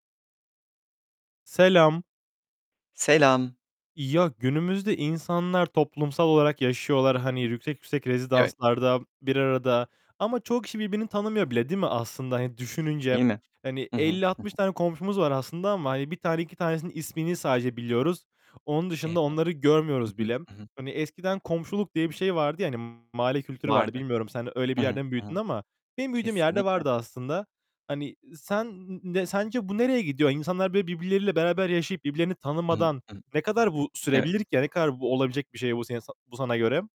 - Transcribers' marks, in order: other background noise; distorted speech
- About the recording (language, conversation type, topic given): Turkish, unstructured, Toplumda dayanışmanın önemi sizce nedir?